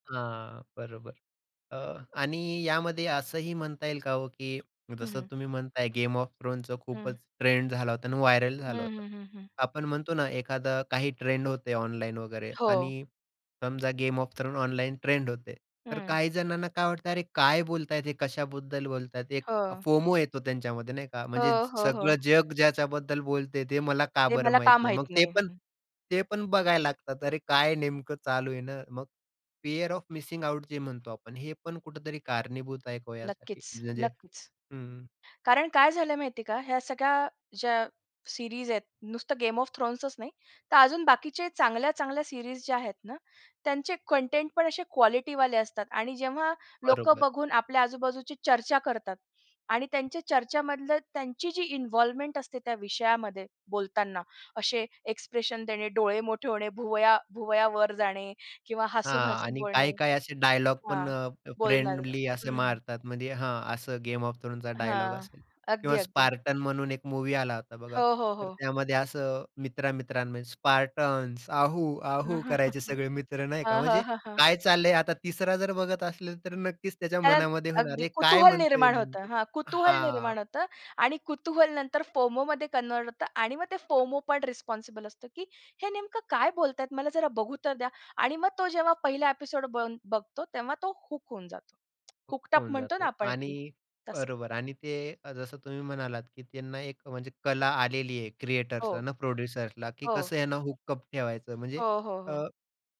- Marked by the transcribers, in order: tapping; in English: "फिअर ऑफ मिसिंग आउट"; in English: "सिरीज"; in English: "सिरीज"; other background noise; other noise; chuckle; in English: "रिस्पॉन्सिबल"; in English: "एपिसोड"; in English: "हूक"; in English: "हूक्टअप"; in English: "प्रोड्युसर्सला"; in English: "हुकअप"
- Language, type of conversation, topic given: Marathi, podcast, बिंजवॉचिंगची सवय आत्ता का इतकी वाढली आहे असे तुम्हाला वाटते?